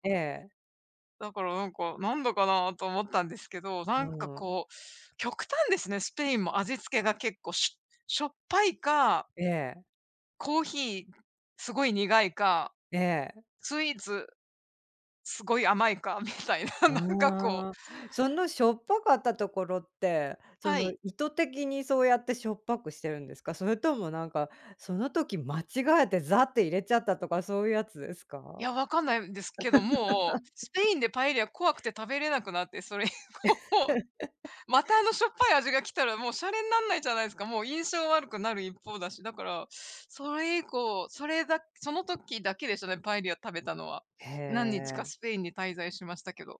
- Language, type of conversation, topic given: Japanese, unstructured, 旅先で食べ物に驚いた経験はありますか？
- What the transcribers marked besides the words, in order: laughing while speaking: "みたいな、なんかこう"; laugh; laugh; laughing while speaking: "以降"